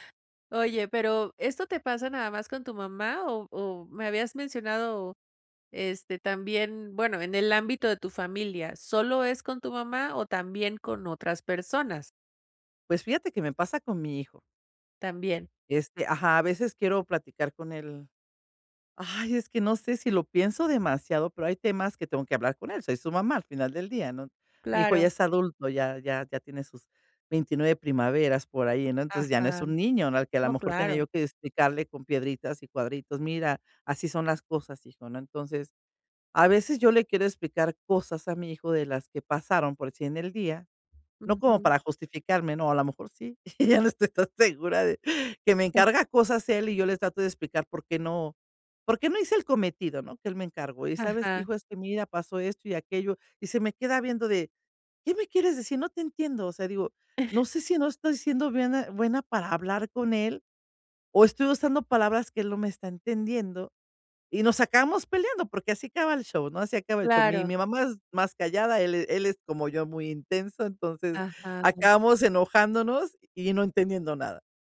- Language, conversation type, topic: Spanish, advice, ¿Qué puedo hacer para expresar mis ideas con claridad al hablar en público?
- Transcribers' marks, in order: laughing while speaking: "Ya no estoy tan segura de"; cough; chuckle; "buena-" said as "biena"